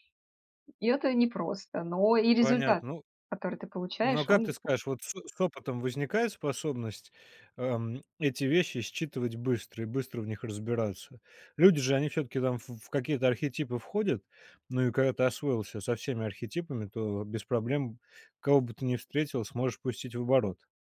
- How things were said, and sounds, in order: other background noise; tapping
- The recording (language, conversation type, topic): Russian, podcast, Что делать, если новая работа не оправдала ожиданий?